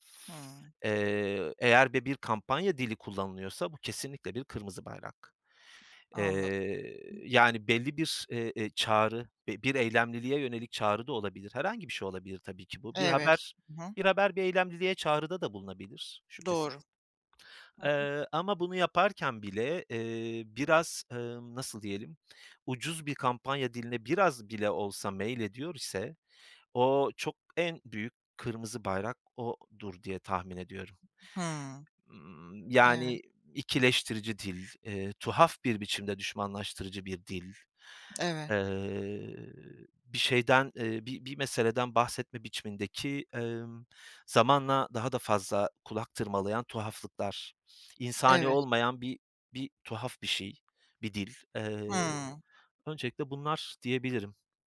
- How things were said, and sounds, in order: tapping; other background noise; drawn out: "eee"
- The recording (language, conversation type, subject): Turkish, podcast, Bilgiye ulaşırken güvenilir kaynakları nasıl seçiyorsun?